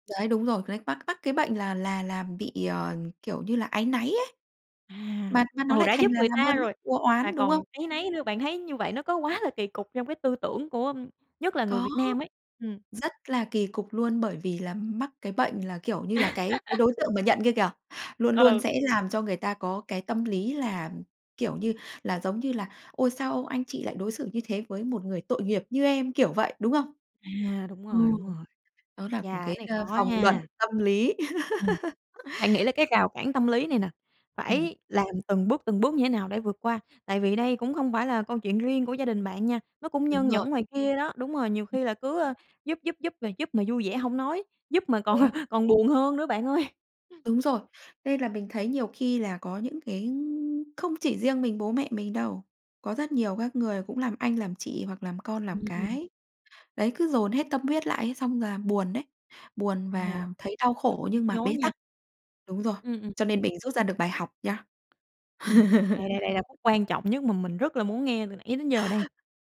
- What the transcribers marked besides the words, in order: tapping; laugh; laugh; laughing while speaking: "còn"; laughing while speaking: "ơi"; laugh
- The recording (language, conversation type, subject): Vietnamese, podcast, Làm sao để hỗ trợ ai đó mà không khiến họ trở nên phụ thuộc vào mình?